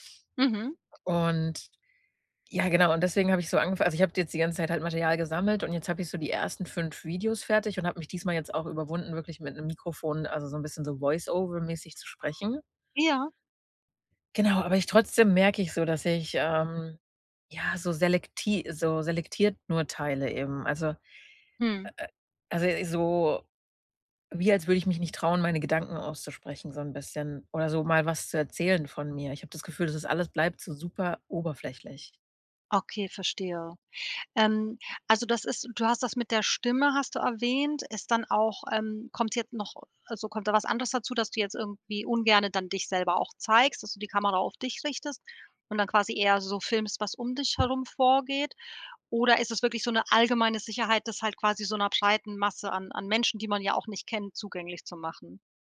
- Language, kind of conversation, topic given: German, advice, Wann fühlst du dich unsicher, deine Hobbys oder Interessen offen zu zeigen?
- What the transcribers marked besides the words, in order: other background noise; in English: "Voiceover-mäßig"